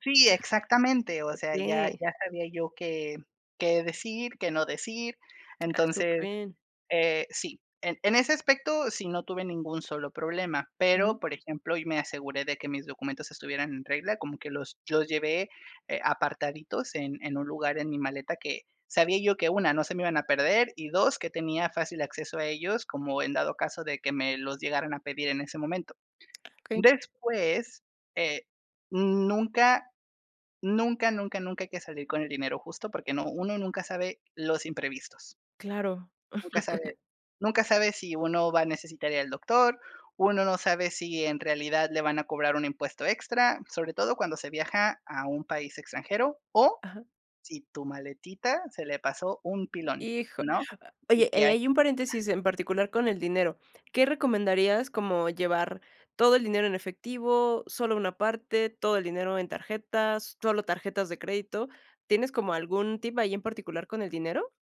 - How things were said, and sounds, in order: lip smack; laugh; other noise
- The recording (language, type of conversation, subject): Spanish, podcast, ¿Qué consejo le darías a alguien que duda en viajar solo?